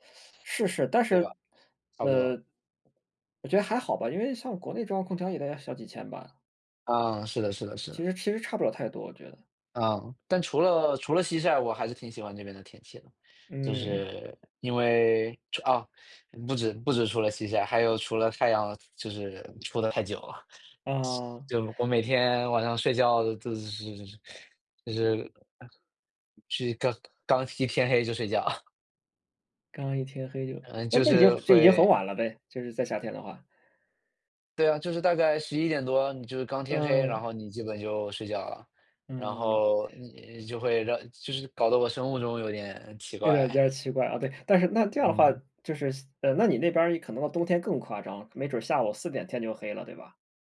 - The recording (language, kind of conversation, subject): Chinese, unstructured, 你怎么看最近的天气变化？
- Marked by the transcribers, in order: swallow; cough